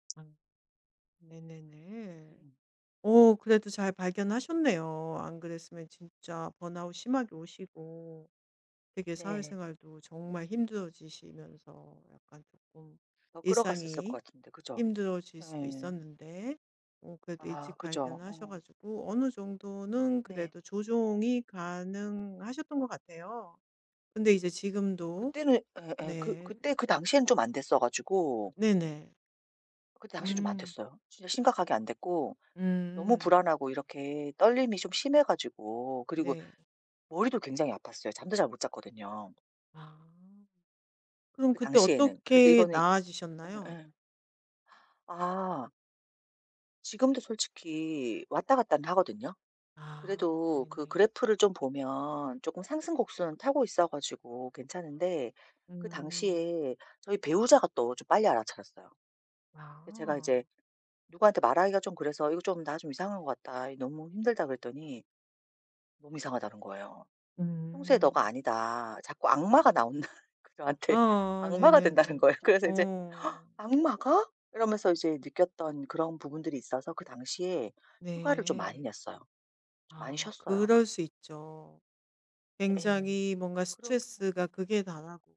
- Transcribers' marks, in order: other background noise; laughing while speaking: "나온다"; laughing while speaking: "된다는 거예요"; gasp
- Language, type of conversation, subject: Korean, advice, 사람들 앞에서 긴장하거나 불안할 때 어떻게 대처하면 도움이 될까요?